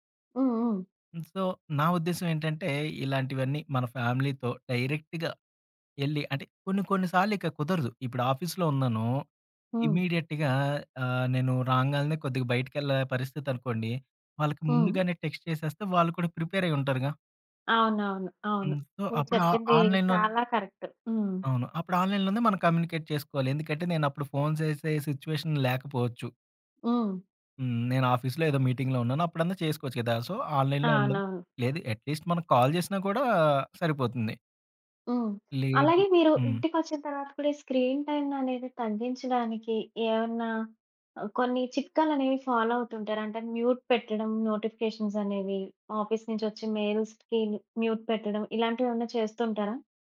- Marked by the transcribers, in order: in English: "సో"; in English: "ఫ్యామిలీ‌తో, డైరెక్ట్‌గా"; in English: "ఆఫీస్‌లో"; in English: "ఇమీడియట్‌గా"; in English: "టెక్స్ట్"; in English: "సో"; in English: "ఆన్లైన్‌లోనే"; in English: "కమ్యూనికేట్"; in English: "సిట్యుయేషన్"; in English: "మీటింగ్‌లో"; in English: "సో, ఆన్లైన్‌లో"; in English: "అట్లీస్ట్"; in English: "కాల్"; in English: "స్క్రీన్ టైమ్‌ననేది"; in English: "ఫాలో"; in English: "మ్యూట్"; in English: "మ్యూట్"
- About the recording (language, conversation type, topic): Telugu, podcast, ఆన్‌లైన్, ఆఫ్‌లైన్ మధ్య సమతుల్యం సాధించడానికి సులభ మార్గాలు ఏవిటి?